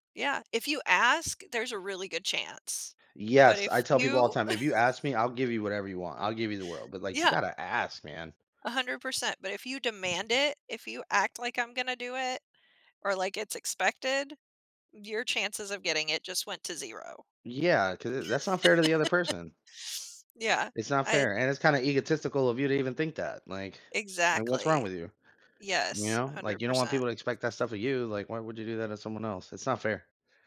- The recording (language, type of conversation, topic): English, unstructured, How do you know when it’s time to compromise?
- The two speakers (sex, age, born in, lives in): female, 45-49, United States, United States; male, 35-39, Dominican Republic, United States
- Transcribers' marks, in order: laugh; other background noise; laugh